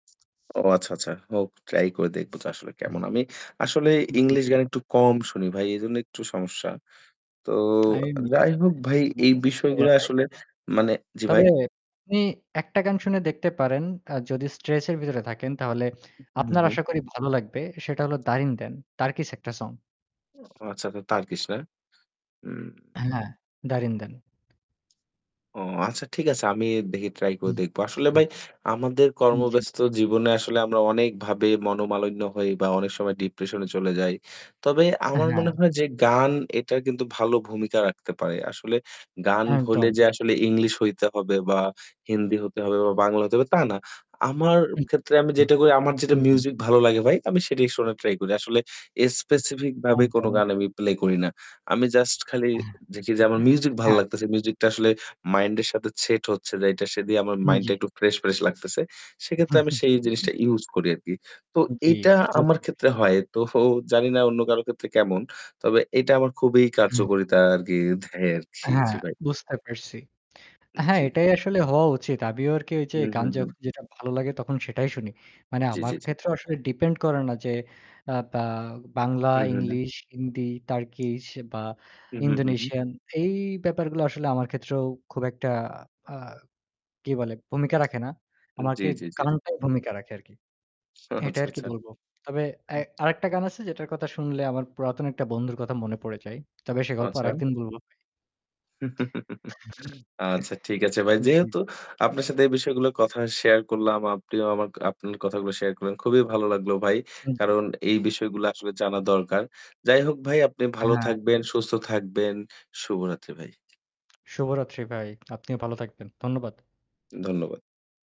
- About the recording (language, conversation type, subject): Bengali, unstructured, গান শোনার মাধ্যমে আপনার মন কীভাবে বদলে যায়?
- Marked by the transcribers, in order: other background noise; static; unintelligible speech; unintelligible speech; tapping; unintelligible speech; chuckle; "সেট" said as "ছেট"; chuckle; laughing while speaking: "তো"; lip smack; chuckle; chuckle; lip smack